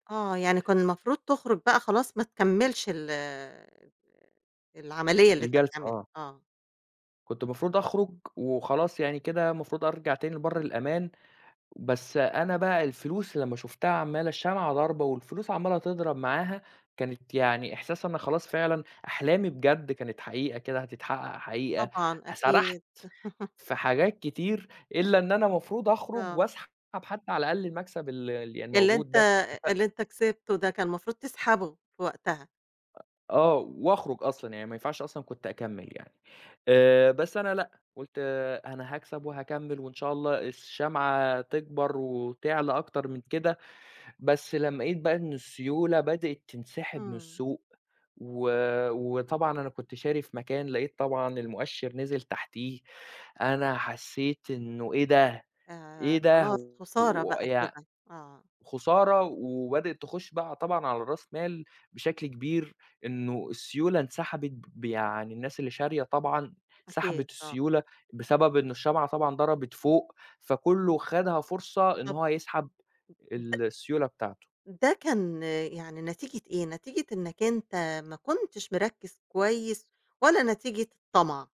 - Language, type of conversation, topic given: Arabic, podcast, إزاي بتتعامل مع خيبة الأمل لما تفشل وتبدأ تتعلم من جديد؟
- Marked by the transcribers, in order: laugh; other noise